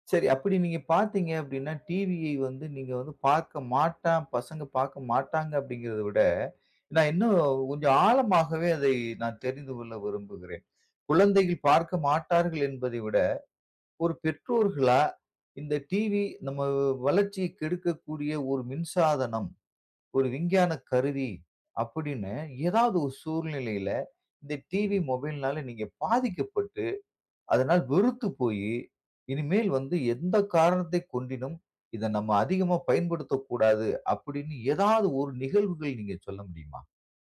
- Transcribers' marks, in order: other noise
- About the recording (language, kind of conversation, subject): Tamil, podcast, வீட்டில் கைபேசி, தொலைக்காட்சி போன்றவற்றைப் பயன்படுத்துவதற்கு நீங்கள் எந்த விதிமுறைகள் வைத்திருக்கிறீர்கள்?